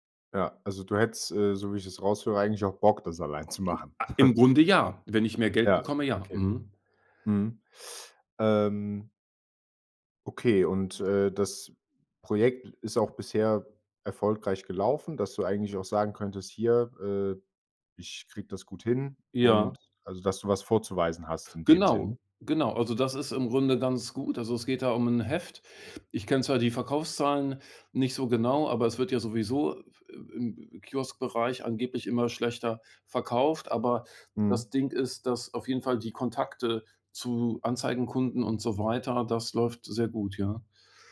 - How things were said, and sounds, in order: chuckle
- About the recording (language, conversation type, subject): German, advice, Wie kann ich mit meinem Chef ein schwieriges Gespräch über mehr Verantwortung oder ein höheres Gehalt führen?